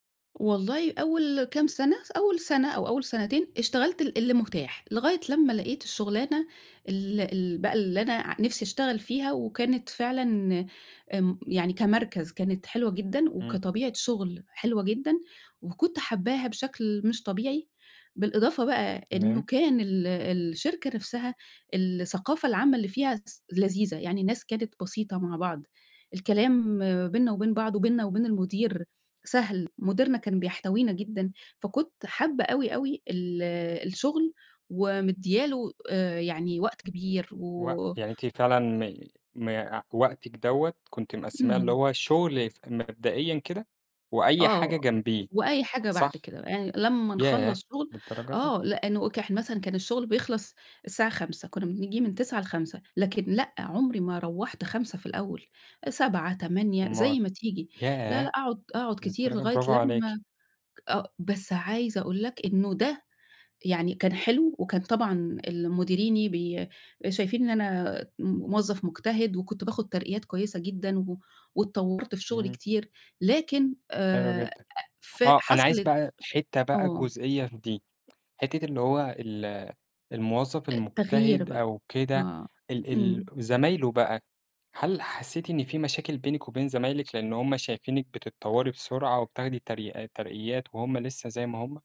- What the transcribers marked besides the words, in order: tapping
- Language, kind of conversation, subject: Arabic, podcast, إيه الفرق بينك كإنسان وبين شغلك في نظرك؟